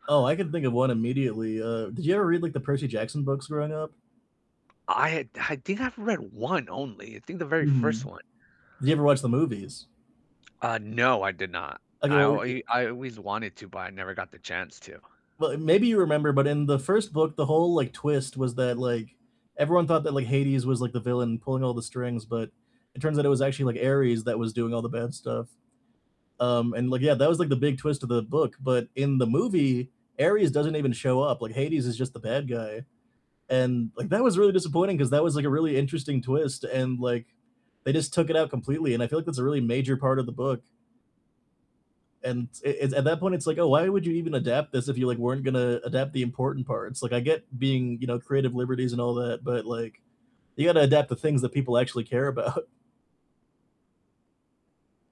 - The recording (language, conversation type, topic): English, unstructured, Which book-to-screen adaptations worked best for you, and what made them succeed or fall short?
- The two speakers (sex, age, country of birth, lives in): male, 30-34, India, United States; male, 35-39, United States, United States
- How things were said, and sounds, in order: static; laughing while speaking: "about"